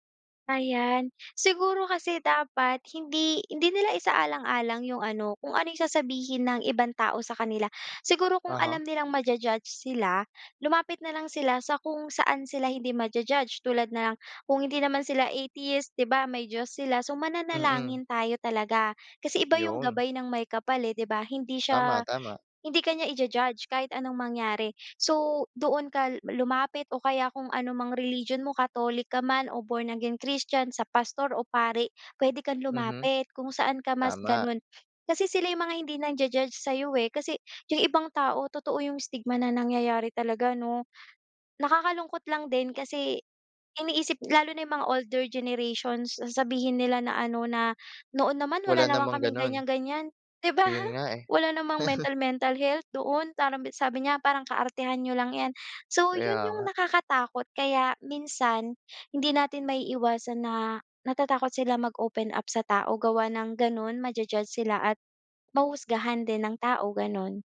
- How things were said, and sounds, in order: in English: "stigma"; chuckle
- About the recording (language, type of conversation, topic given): Filipino, podcast, Paano mo malalaman kung oras na para humingi ng tulong sa doktor o tagapayo?